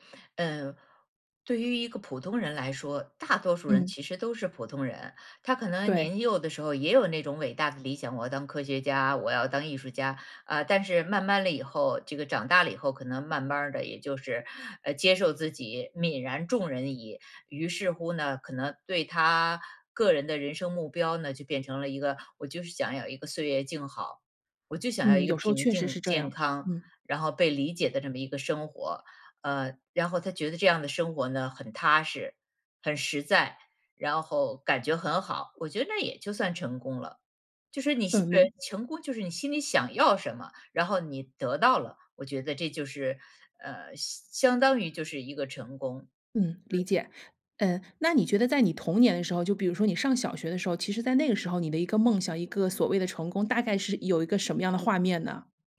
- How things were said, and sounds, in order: other noise
- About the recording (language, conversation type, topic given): Chinese, podcast, 你觉得成功一定要高薪吗？